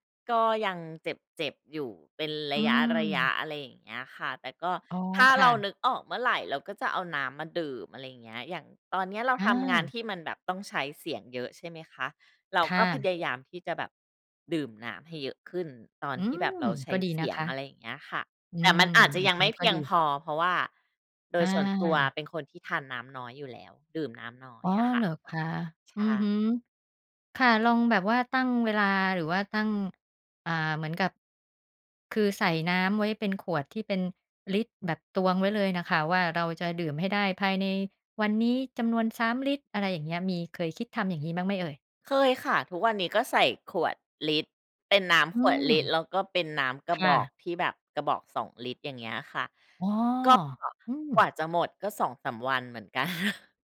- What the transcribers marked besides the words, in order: laughing while speaking: "กัน"
- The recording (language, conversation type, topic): Thai, podcast, งานที่ทำแล้วไม่เครียดแต่ได้เงินน้อยนับเป็นความสำเร็จไหม?